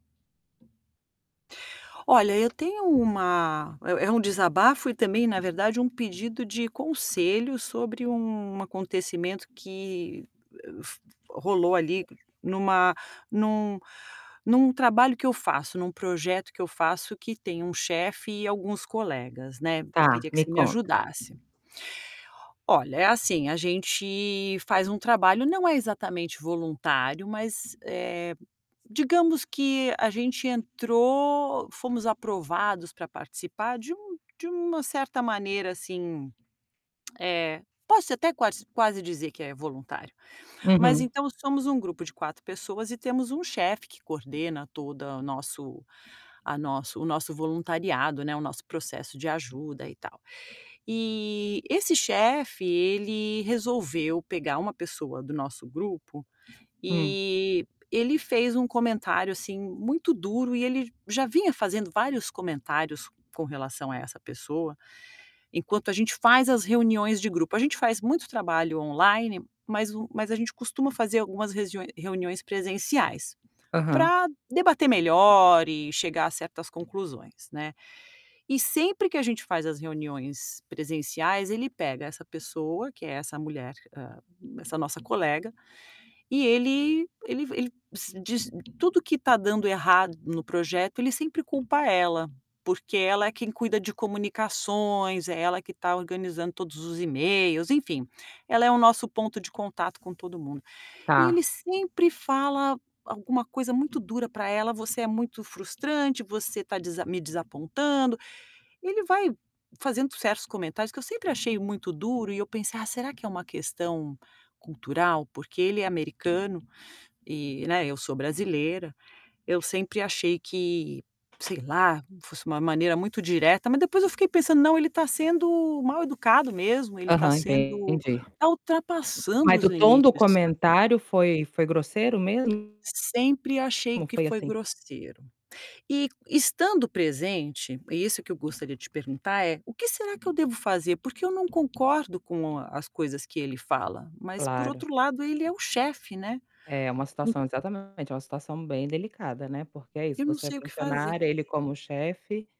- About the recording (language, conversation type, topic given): Portuguese, advice, Como você se sentiu quando o seu chefe fez um comentário duro na frente dos colegas?
- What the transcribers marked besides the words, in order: tapping; static; other background noise; tongue click; distorted speech